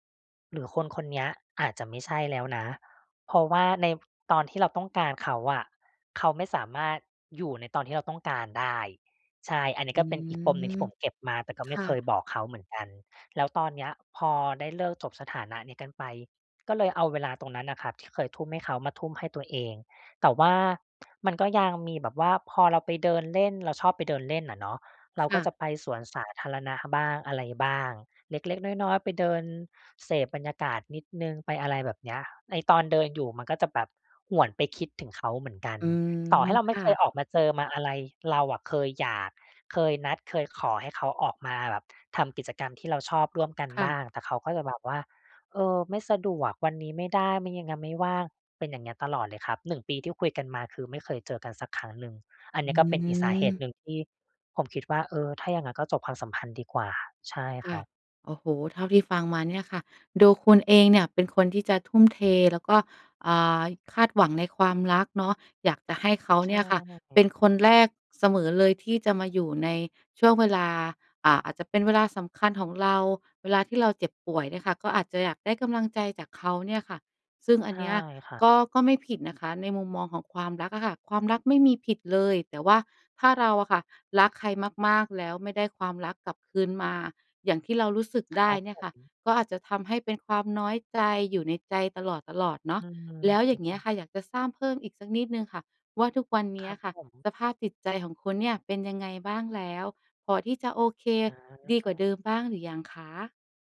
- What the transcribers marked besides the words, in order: other background noise; "ยัง" said as "งัง"
- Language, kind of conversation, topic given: Thai, advice, ฉันจะฟื้นฟูความมั่นใจในตัวเองหลังเลิกกับคนรักได้อย่างไร?